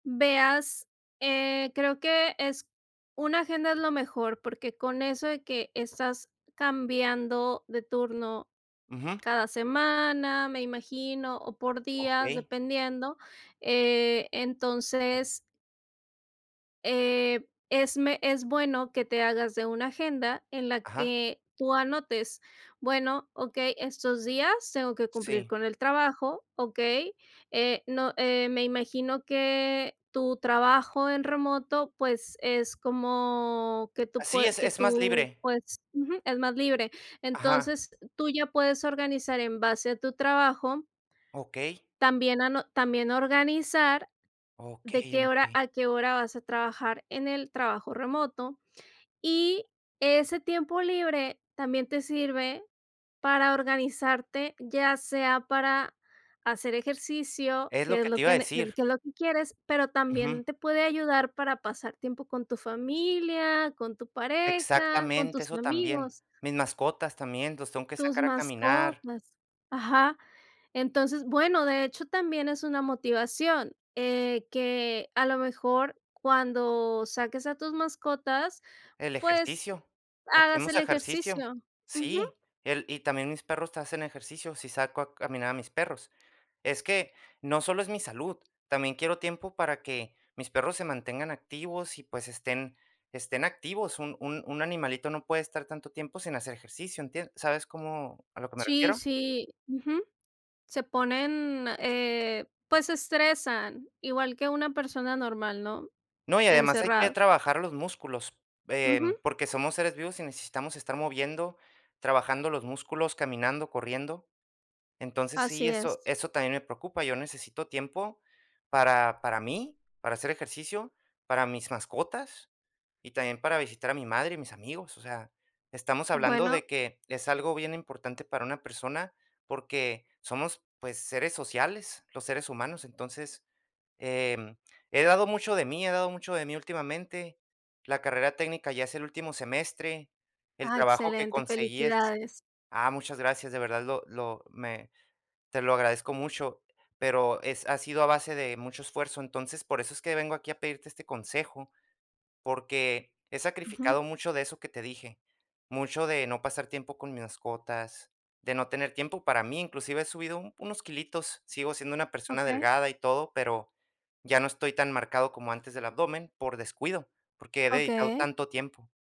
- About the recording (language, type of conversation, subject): Spanish, advice, ¿Cómo puedo encontrar tiempo para hacer ejercicio y mantener hábitos saludables?
- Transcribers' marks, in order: drawn out: "como"